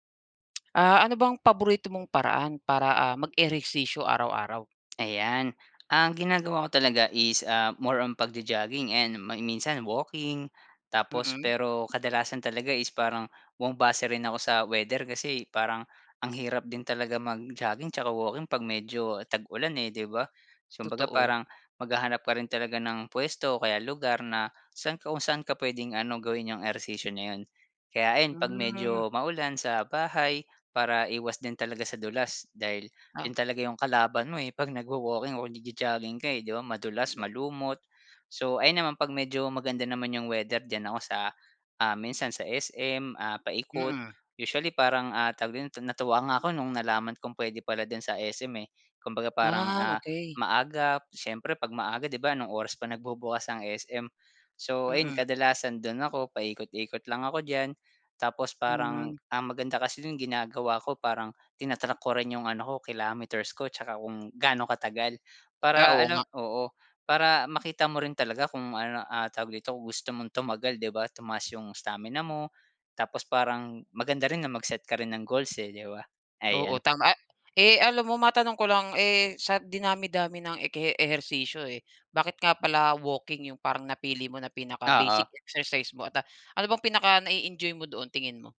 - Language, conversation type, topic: Filipino, podcast, Ano ang paborito mong paraan ng pag-eehersisyo araw-araw?
- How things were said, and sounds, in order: tapping; unintelligible speech; in English: "stamina"